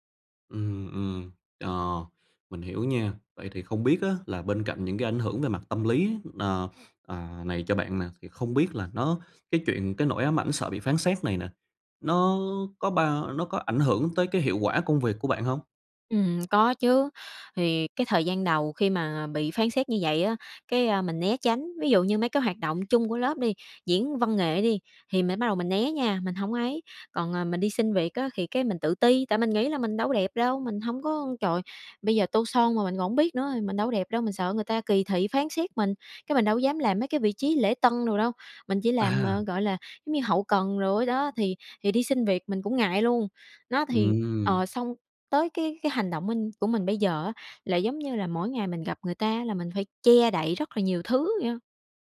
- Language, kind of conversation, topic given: Vietnamese, advice, Làm sao vượt qua nỗi sợ bị phán xét khi muốn thử điều mới?
- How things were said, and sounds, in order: tapping